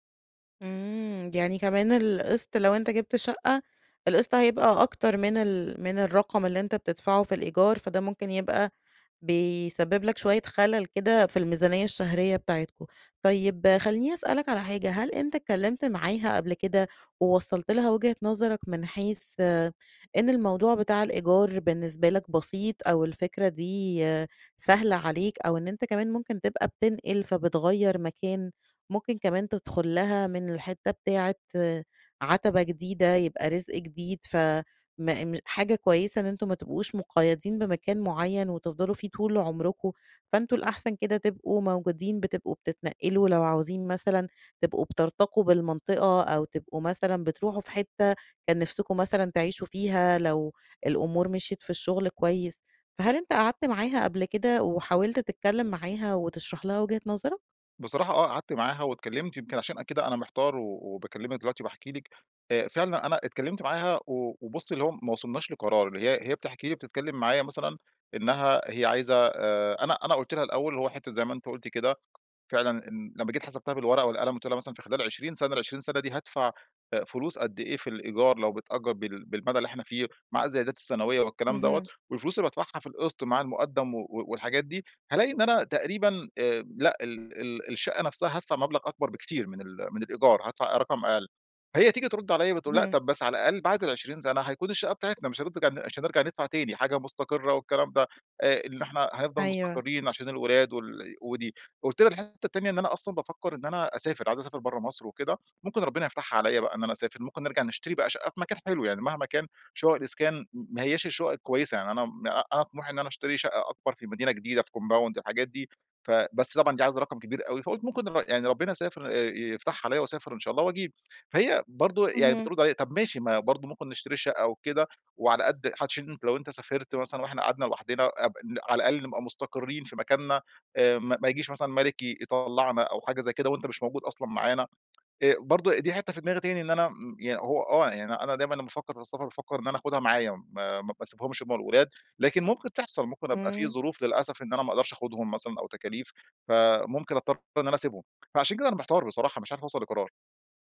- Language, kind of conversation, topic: Arabic, advice, هل أشتري بيت كبير ولا أكمل في سكن إيجار مرن؟
- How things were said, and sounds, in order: tapping; unintelligible speech; other background noise; unintelligible speech